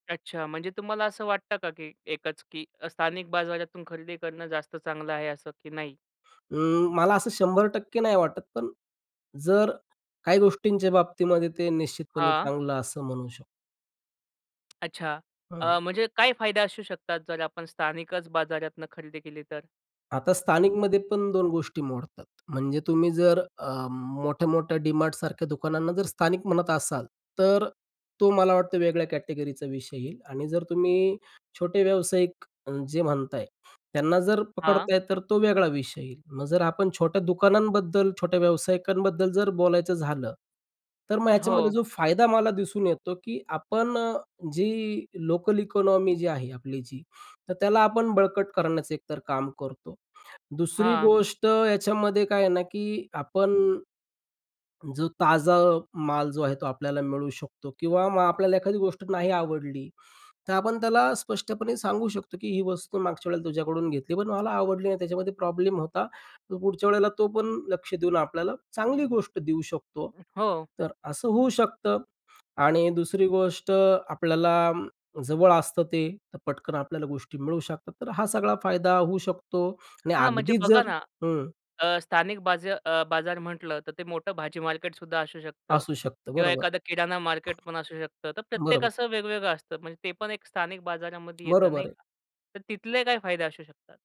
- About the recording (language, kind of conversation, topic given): Marathi, podcast, स्थानिक बाजारातून खरेदी करणे तुम्हाला अधिक चांगले का वाटते?
- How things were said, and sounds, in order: tapping; in English: "कॅटेगरी"; unintelligible speech; throat clearing